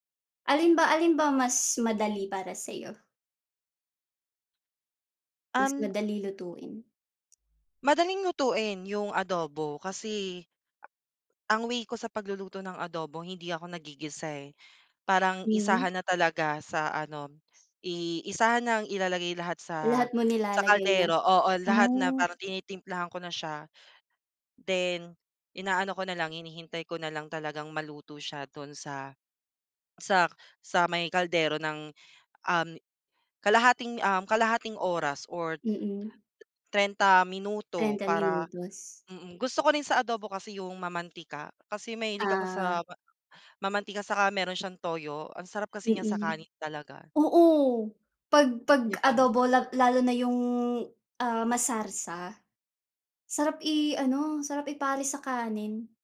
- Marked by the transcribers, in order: tapping
- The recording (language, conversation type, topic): Filipino, unstructured, Ano ang unang pagkaing natutunan mong lutuin?
- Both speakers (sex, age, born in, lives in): female, 30-34, Philippines, Philippines; male, 25-29, Philippines, Philippines